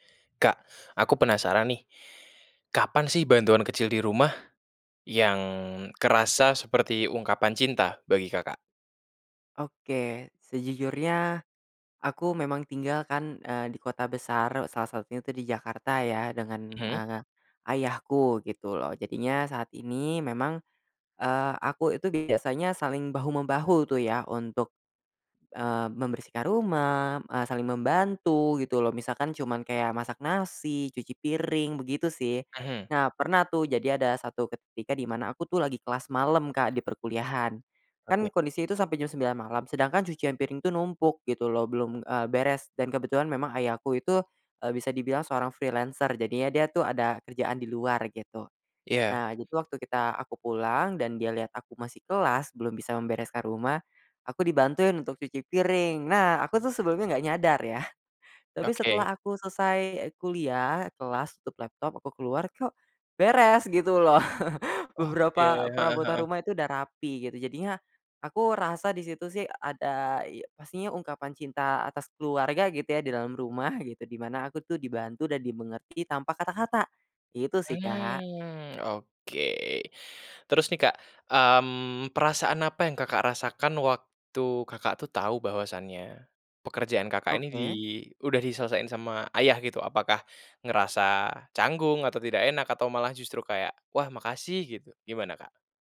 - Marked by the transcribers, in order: in English: "freelancer"; chuckle
- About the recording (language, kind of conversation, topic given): Indonesian, podcast, Kapan bantuan kecil di rumah terasa seperti ungkapan cinta bagimu?